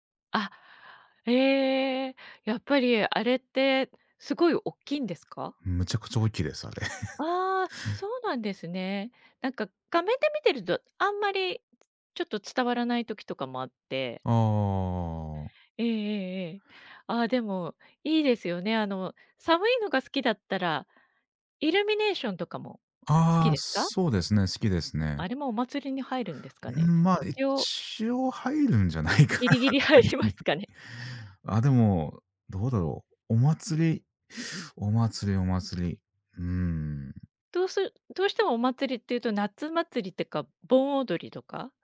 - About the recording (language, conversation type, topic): Japanese, unstructured, お祭りに行くと、どんな気持ちになりますか？
- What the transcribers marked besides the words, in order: other background noise; laugh; laughing while speaking: "入るんじゃないかな"; laughing while speaking: "ギリギリ入りますかね？"; laugh